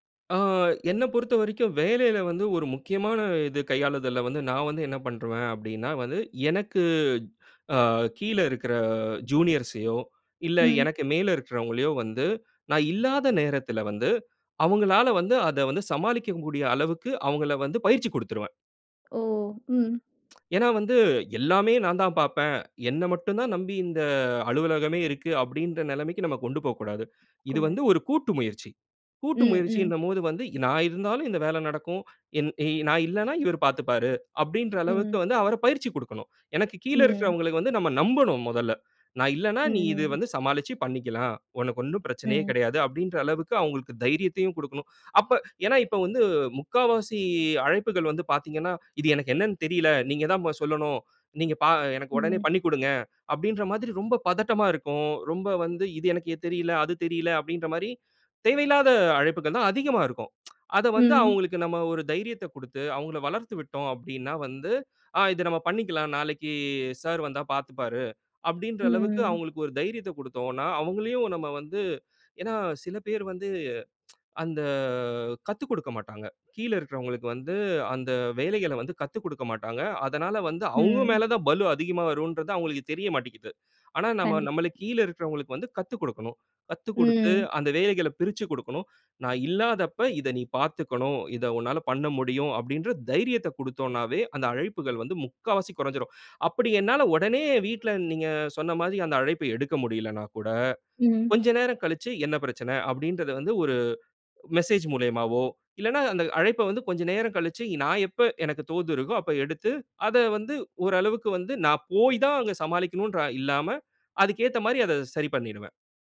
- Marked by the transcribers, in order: "பண்ணிருவேன்" said as "பண்ருவேன்"; inhale; in English: "ஜூனியர்ஸையோ"; other background noise; other noise; tsk; drawn out: "நாளைக்கு"; tsk
- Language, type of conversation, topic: Tamil, podcast, வேலை-வீட்டு சமநிலையை நீங்கள் எப்படிக் காப்பாற்றுகிறீர்கள்?